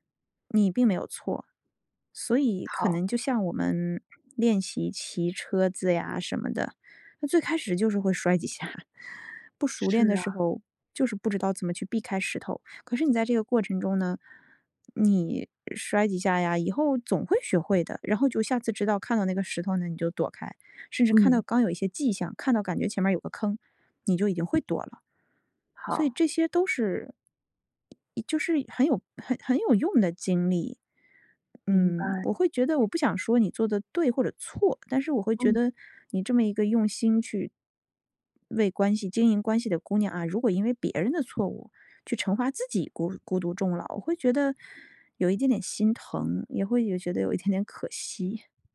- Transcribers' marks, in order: laughing while speaking: "几下儿"; chuckle; other background noise; laughing while speaking: "得有一点点"
- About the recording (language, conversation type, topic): Chinese, advice, 过去恋情失败后，我为什么会害怕开始一段新关系？